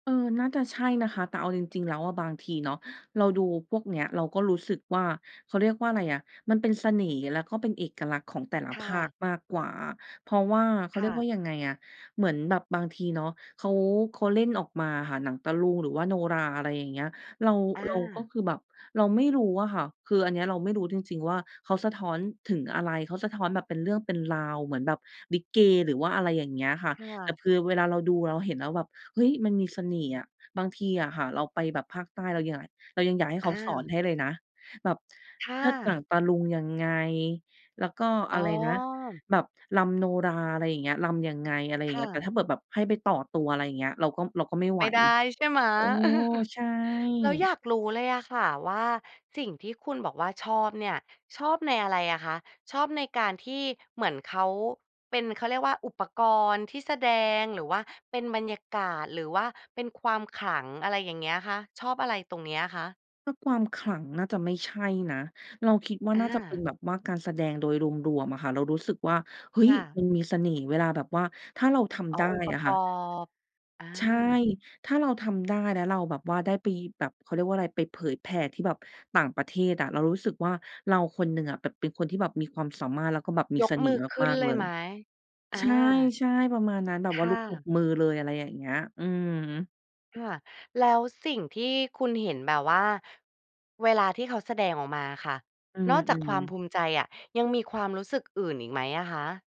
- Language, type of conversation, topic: Thai, podcast, คุณภูมิใจในวัฒนธรรมของตัวเองเรื่องอะไรบ้าง?
- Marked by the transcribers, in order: chuckle